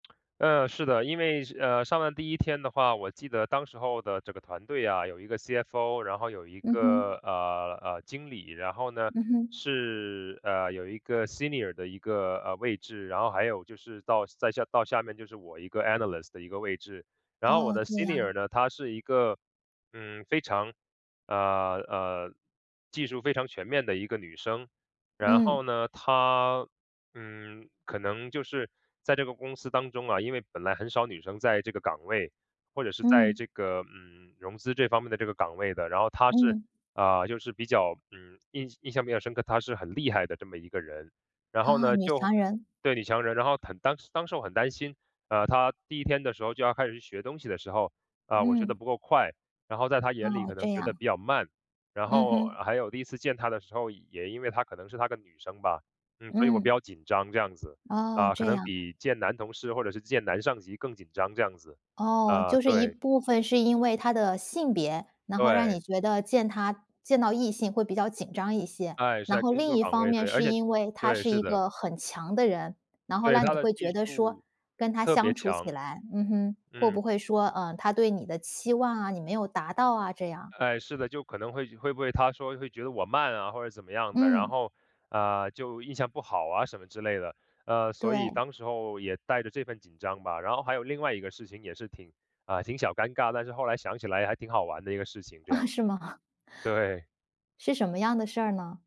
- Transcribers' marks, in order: lip smack; other background noise; in English: "senior"; in English: "analyst"; in English: "senior"; laughing while speaking: "啊，是吗？"; chuckle
- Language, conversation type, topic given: Chinese, podcast, 能分享你第一份工作时的感受吗？